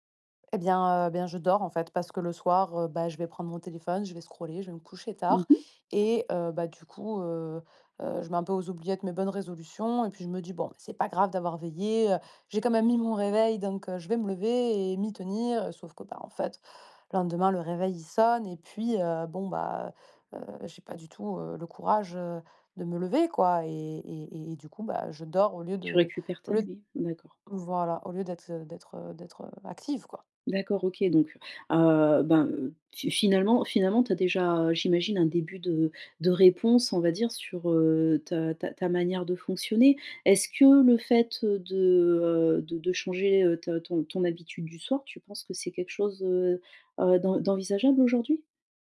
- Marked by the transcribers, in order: other background noise
- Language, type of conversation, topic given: French, advice, Pourquoi est-ce que je procrastine malgré de bonnes intentions et comment puis-je rester motivé sur le long terme ?